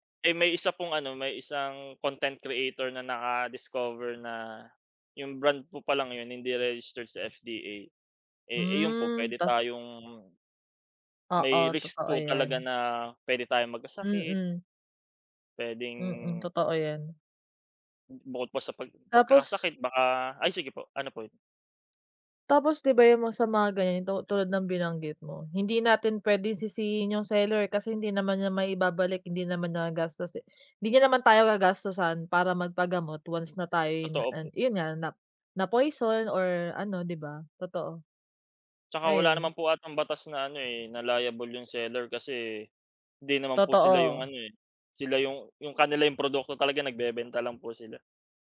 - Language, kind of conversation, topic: Filipino, unstructured, Ano ang palagay mo sa mga taong hindi pinapahalagahan ang kalinisan ng pagkain?
- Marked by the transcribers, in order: none